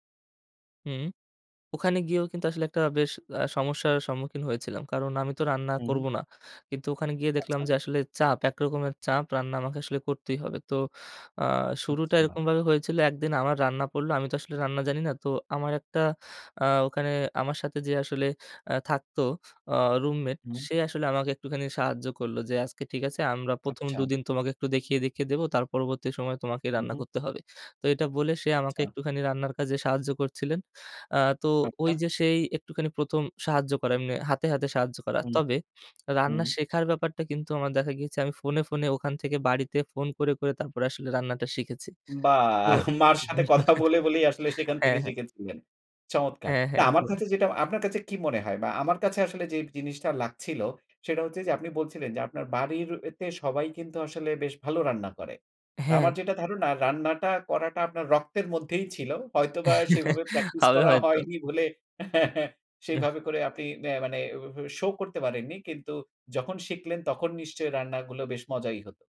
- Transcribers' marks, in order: "আচ্ছা" said as "আচতা"; tapping; laughing while speaking: "বাহ্! মার সাথে"; chuckle; other background noise; chuckle; chuckle
- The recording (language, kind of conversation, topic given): Bengali, podcast, রান্না আপনার কাছে কী মানে রাখে, সেটা কি একটু শেয়ার করবেন?